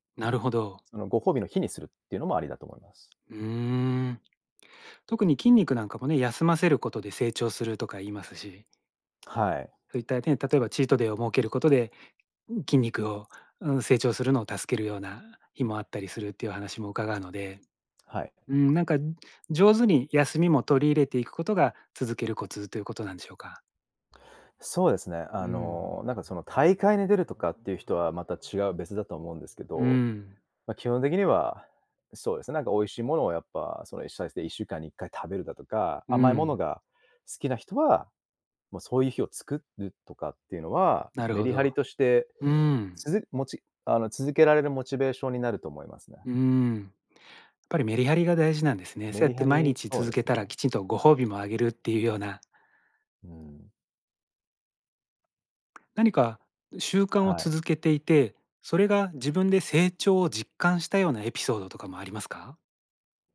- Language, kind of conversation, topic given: Japanese, podcast, 自分を成長させる日々の習慣って何ですか？
- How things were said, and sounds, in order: in English: "チートデー"; other background noise